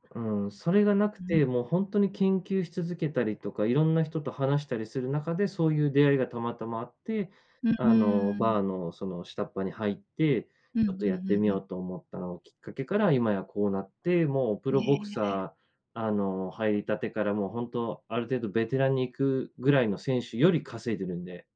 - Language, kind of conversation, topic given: Japanese, podcast, 趣味を仕事にすることについて、どう思いますか？
- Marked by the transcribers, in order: other background noise